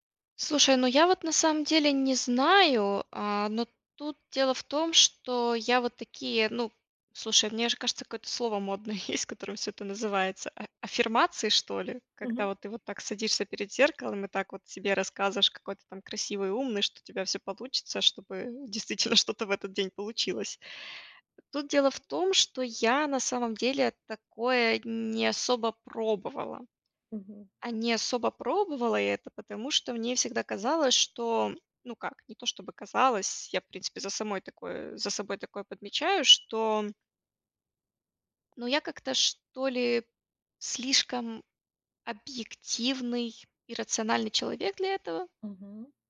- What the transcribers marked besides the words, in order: other background noise; laughing while speaking: "есть"; chuckle
- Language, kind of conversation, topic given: Russian, advice, Как мне закрепить новые привычки и сделать их частью своей личности и жизни?